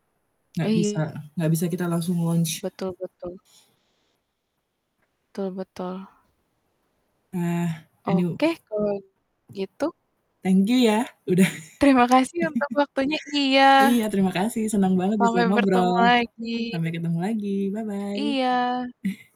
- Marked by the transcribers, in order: static; distorted speech; other background noise; in English: "launch"; tapping; laughing while speaking: "udah"; chuckle; in English: "bye-bye"; chuckle
- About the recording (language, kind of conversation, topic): Indonesian, unstructured, Bagaimana peran media sosial dalam memopulerkan artis baru?